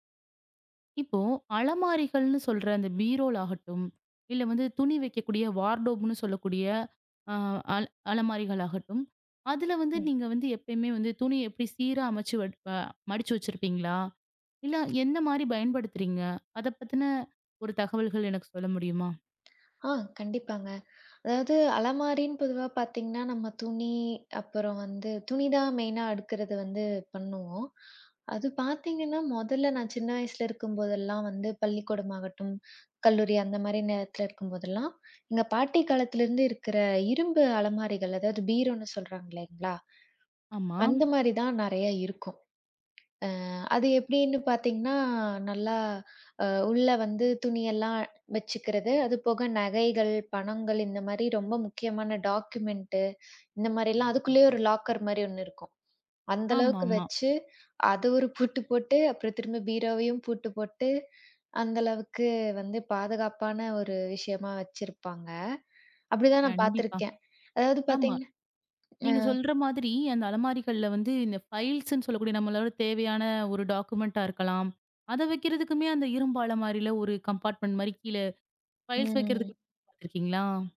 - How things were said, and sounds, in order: tapping; in English: "வார்ட்ரோப்ன்னு"; other noise; in English: "மெயின்னா"; in English: "டாக்குமெண்ட்"; background speech; in English: "லாக்கர்"; in English: "டாக்குமெண்ட்ட"; in English: "கம்பார்ட்மென்ட்"; other background noise; unintelligible speech
- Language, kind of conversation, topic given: Tamil, podcast, ஒரு சில வருடங்களில் உங்கள் அலமாரி எப்படி மாறியது என்று சொல்ல முடியுமா?